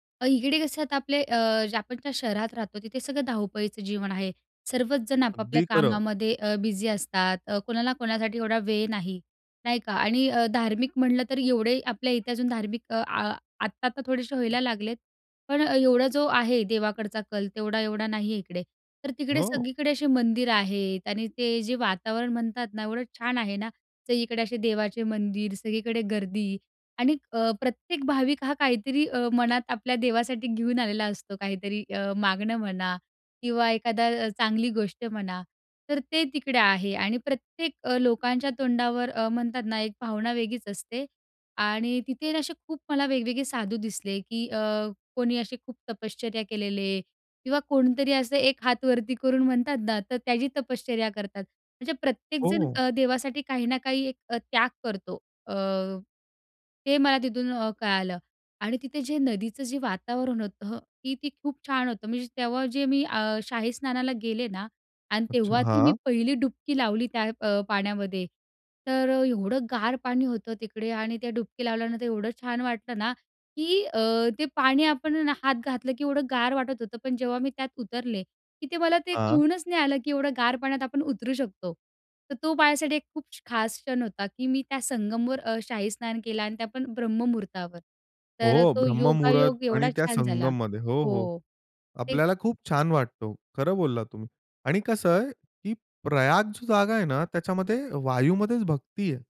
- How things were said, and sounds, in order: tapping; other background noise
- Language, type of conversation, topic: Marathi, podcast, प्रवासातला एखादा खास क्षण कोणता होता?